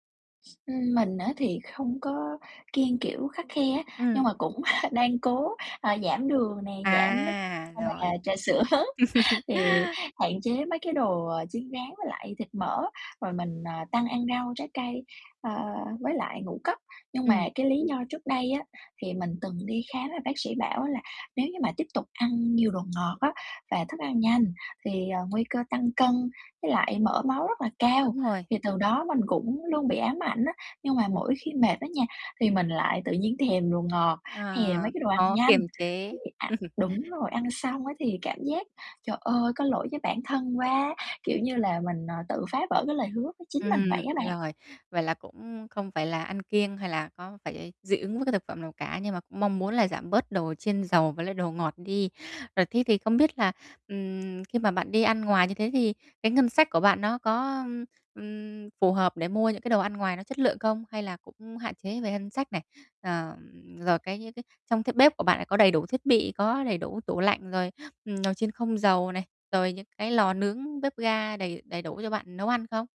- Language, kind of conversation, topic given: Vietnamese, advice, Làm sao để duy trì thói quen ăn uống lành mạnh khi bạn quá bận rộn và không có nhiều thời gian?
- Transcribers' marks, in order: chuckle; distorted speech; tapping; laughing while speaking: "sữa"; laugh; other background noise; laugh